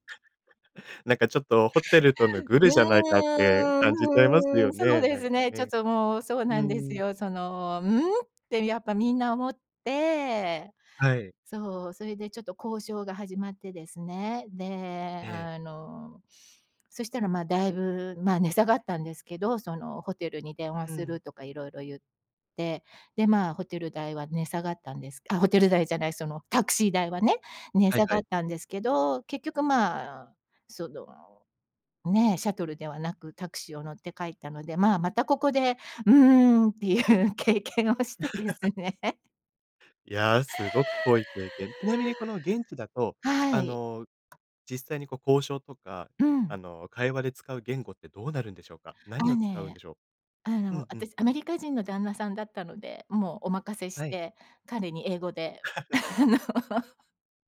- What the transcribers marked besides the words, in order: laugh; laughing while speaking: "いう経験をしてですね"; laugh; inhale; tapping; laugh; chuckle; laughing while speaking: "あの"; chuckle
- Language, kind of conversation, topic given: Japanese, podcast, 旅行で一番印象に残った体験は何ですか？